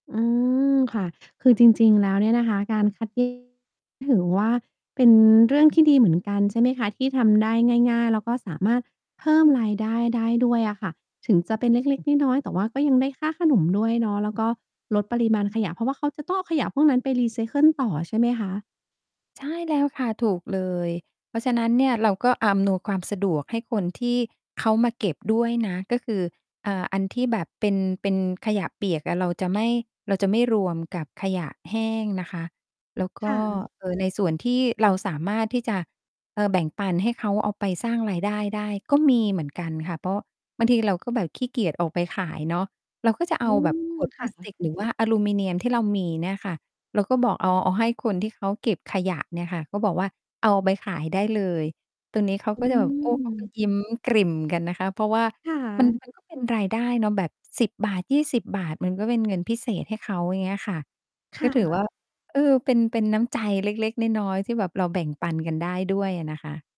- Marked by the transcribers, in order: distorted speech
- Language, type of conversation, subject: Thai, podcast, ช่วยเล่าวิธีลดขยะในบ้านแบบง่ายๆ ให้ฟังหน่อยได้ไหม?